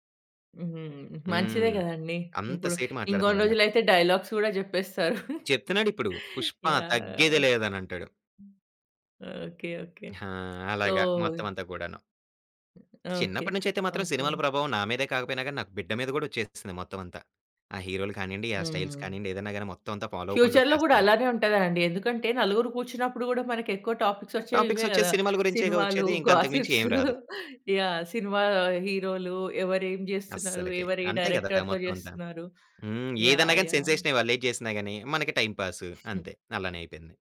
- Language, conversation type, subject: Telugu, podcast, మీరు సినిమా హీరోల స్టైల్‌ను అనుసరిస్తున్నారా?
- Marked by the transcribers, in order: in English: "డైలాగ్స్"; chuckle; in English: "సో"; other background noise; in English: "స్టైల్స్"; tapping; in English: "ఫ్యూచర్‌లో"; in English: "ఫాలో"; chuckle; in English: "గాసిప్స్"; in English: "డైరెక్టర్‌తో"